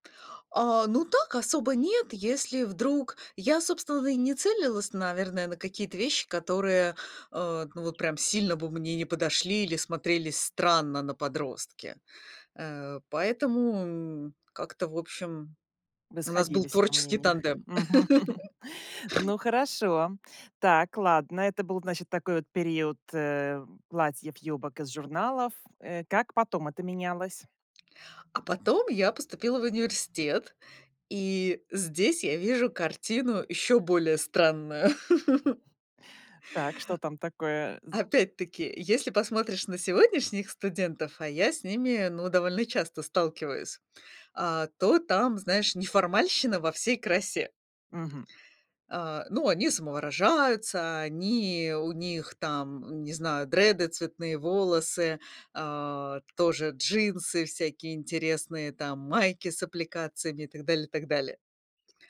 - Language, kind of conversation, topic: Russian, podcast, Как менялись твои стиль и вкусы со временем?
- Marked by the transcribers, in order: other background noise; tapping; chuckle; other noise; laugh